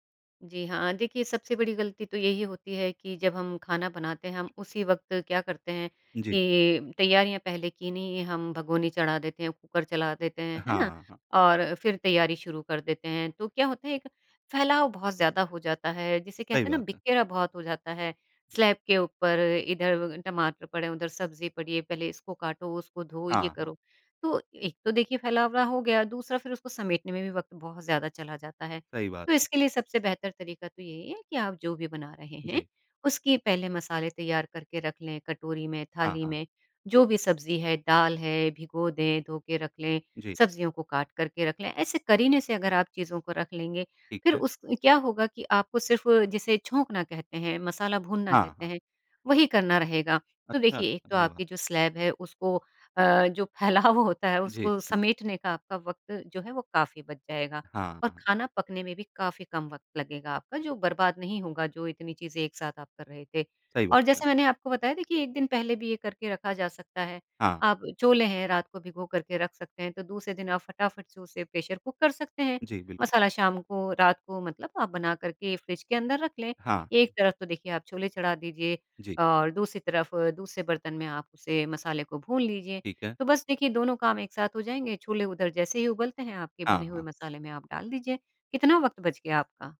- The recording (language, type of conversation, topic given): Hindi, podcast, खाना जल्दी बनाने के आसान सुझाव क्या हैं?
- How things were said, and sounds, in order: in English: "स्लैब"; tapping; "करने" said as "करीने"; in English: "स्लैब"; laughing while speaking: "फैलाव"; in English: "प्रेशर कुक"